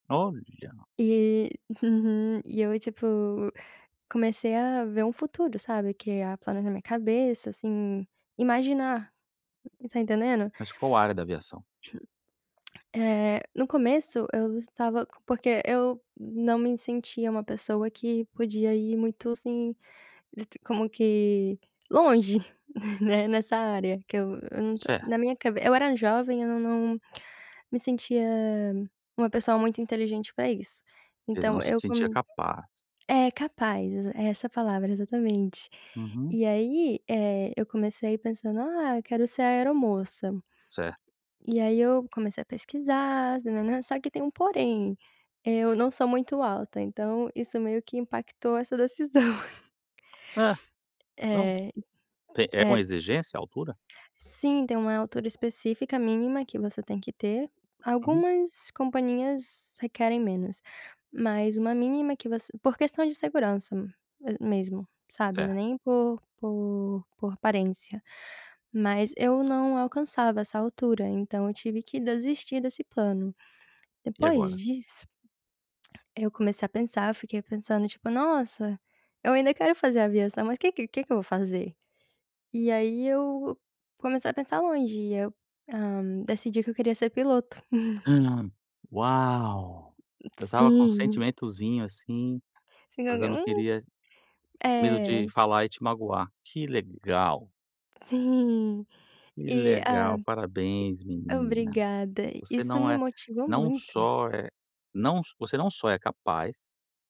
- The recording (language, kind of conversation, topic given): Portuguese, advice, Como você volta a velhos hábitos quando está estressado?
- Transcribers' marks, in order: tapping; chuckle; tongue click; giggle; unintelligible speech; other background noise